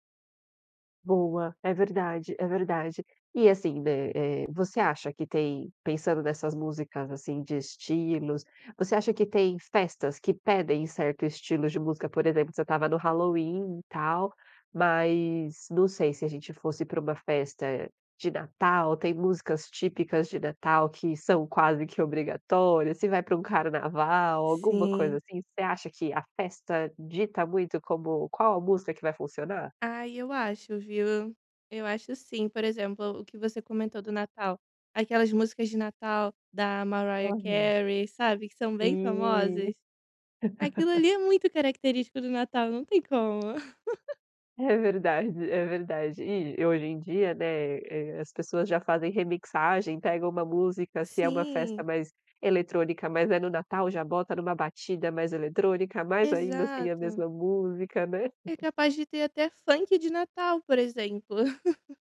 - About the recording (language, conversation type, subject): Portuguese, podcast, Como montar uma playlist compartilhada que todo mundo curta?
- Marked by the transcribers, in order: laugh; laugh; laugh; laugh